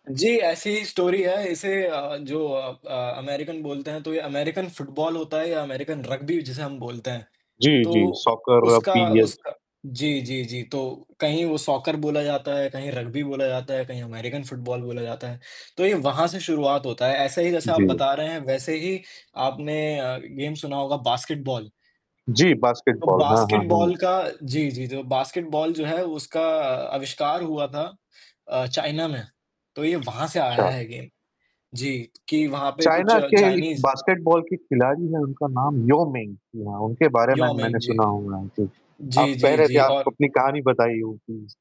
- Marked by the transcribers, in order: static; in English: "स्टोरी"; unintelligible speech; in English: "गेम"; other background noise; in English: "गेम"; in English: "प्लीज़"
- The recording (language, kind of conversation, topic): Hindi, unstructured, आपके लिए सबसे खास खेल कौन से हैं और क्यों?
- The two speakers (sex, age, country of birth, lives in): male, 20-24, India, Finland; male, 35-39, India, India